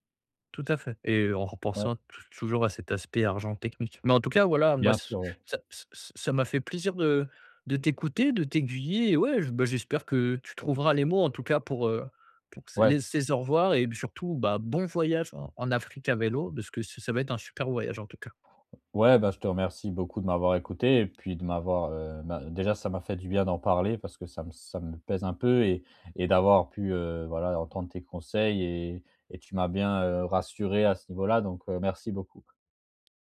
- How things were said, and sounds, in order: other background noise
- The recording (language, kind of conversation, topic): French, advice, Comment savoir si c’est le bon moment pour changer de vie ?